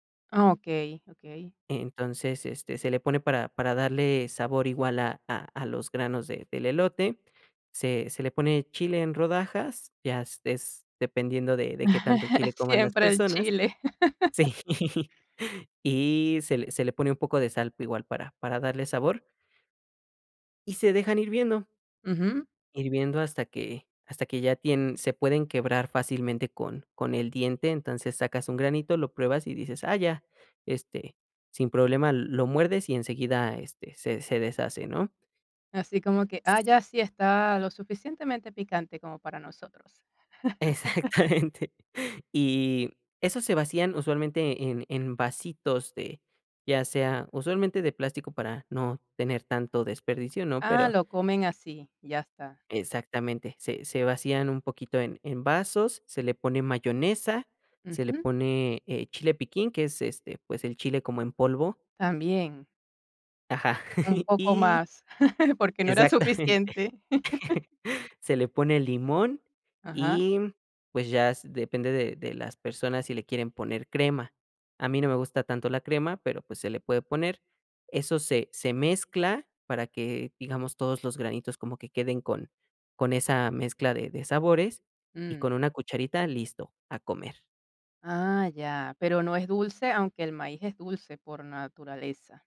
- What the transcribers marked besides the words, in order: chuckle; chuckle; laughing while speaking: "sí"; other background noise; laughing while speaking: "Exactamente"; laugh; chuckle; laughing while speaking: "exactamente"; laugh; chuckle
- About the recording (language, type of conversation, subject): Spanish, podcast, ¿Qué tradiciones unen más a tu familia?